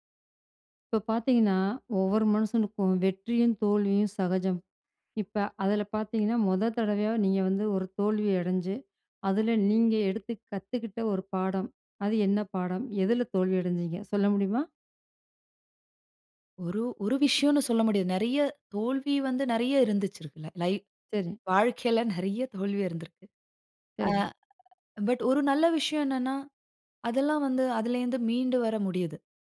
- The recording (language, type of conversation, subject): Tamil, podcast, ஒரு மிகப் பெரிய தோல்வியிலிருந்து நீங்கள் கற்றுக்கொண்ட மிக முக்கியமான பாடம் என்ன?
- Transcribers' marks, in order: other background noise; "இருந்திருக்கு" said as "இருந்துச்சுறுக்குல"; laughing while speaking: "வாழ்க்கையில நிறைய"